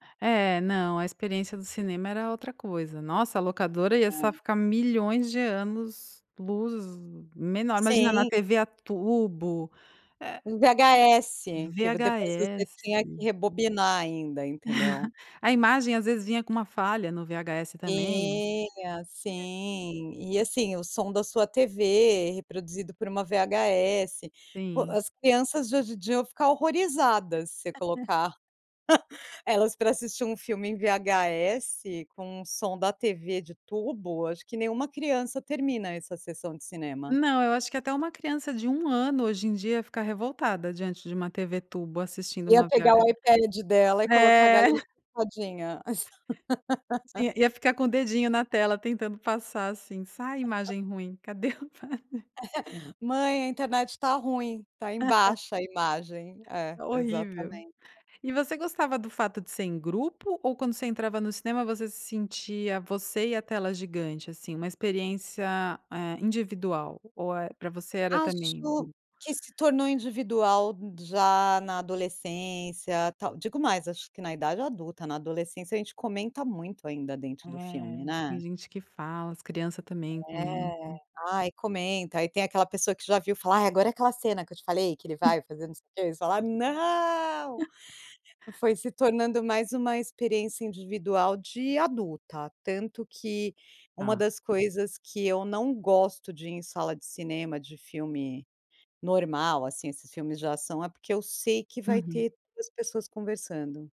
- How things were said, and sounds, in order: chuckle; other background noise; laugh; chuckle; chuckle; laugh; chuckle; laughing while speaking: "Ipad?"; chuckle; laugh; chuckle
- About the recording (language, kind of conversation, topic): Portuguese, podcast, Como era ir ao cinema quando você era criança?